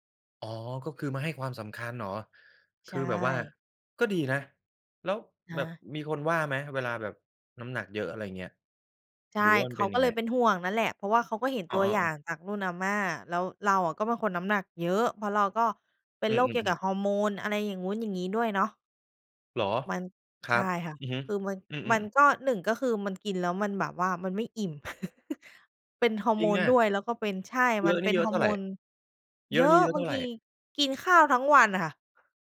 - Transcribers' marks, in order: chuckle; other background noise
- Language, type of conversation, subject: Thai, podcast, คุณรับมือกับคำวิจารณ์จากญาติอย่างไร?